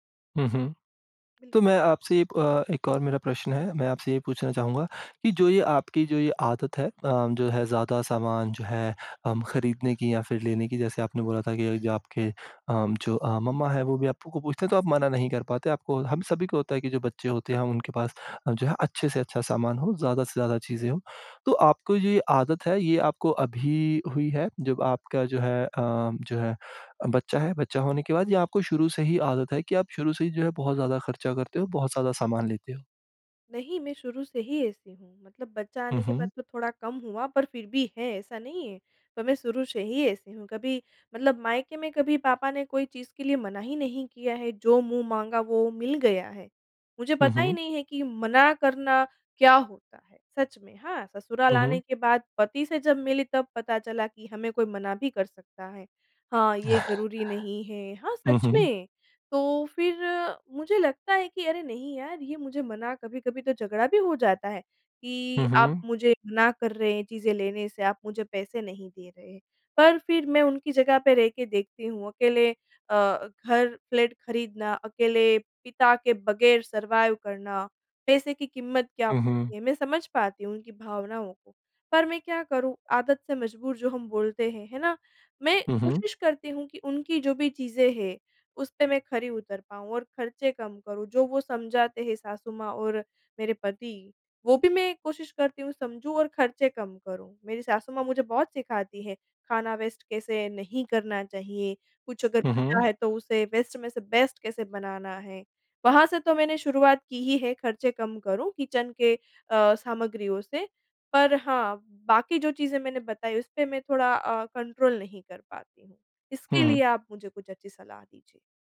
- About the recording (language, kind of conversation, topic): Hindi, advice, सीमित आमदनी में समझदारी से खर्च करने की आदत कैसे डालें?
- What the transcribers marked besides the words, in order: chuckle; laughing while speaking: "हुँ"; in English: "सरवाइव"; in English: "वेस्ट"; in English: "वेस्ट"; in English: "बेस्ट"; in English: "किचन"; in English: "कंट्रोल"